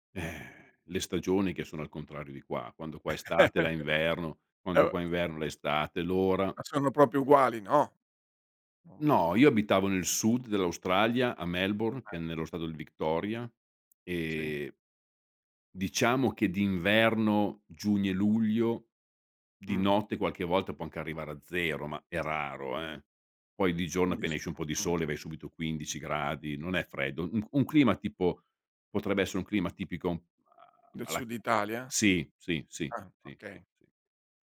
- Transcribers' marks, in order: chuckle; tapping; other background noise
- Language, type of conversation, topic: Italian, podcast, Quale persona che hai incontrato ti ha spinto a provare qualcosa di nuovo?